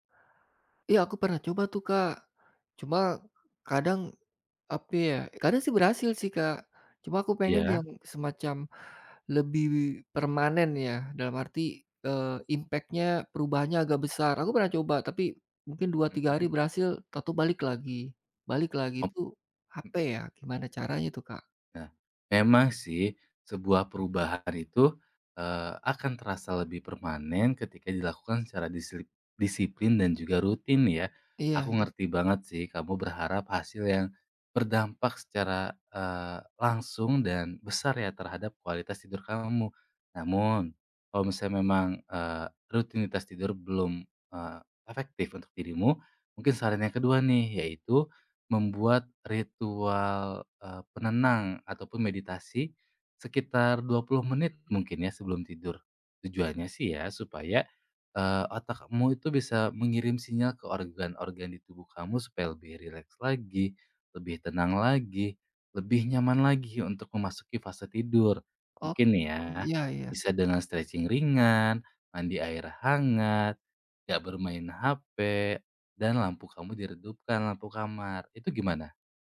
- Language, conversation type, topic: Indonesian, advice, Bagaimana saya gagal menjaga pola tidur tetap teratur dan mengapa saya merasa lelah saat bangun pagi?
- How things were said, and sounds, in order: other background noise; in English: "stretching"